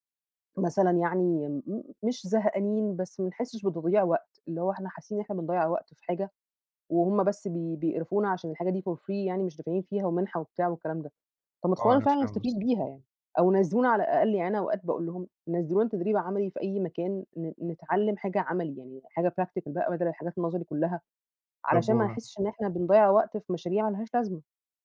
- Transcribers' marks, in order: in English: "for free"; in English: "practical"
- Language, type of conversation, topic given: Arabic, advice, إزاي أقدر أتغلب على صعوبة إني أخلّص مشاريع طويلة المدى؟